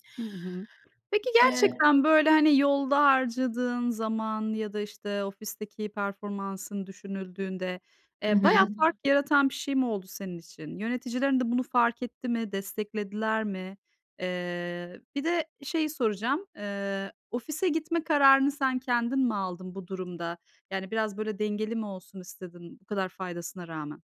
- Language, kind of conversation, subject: Turkish, podcast, Uzaktan çalışma gelecekte nasıl bir norm haline gelebilir?
- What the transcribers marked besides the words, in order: tapping; other background noise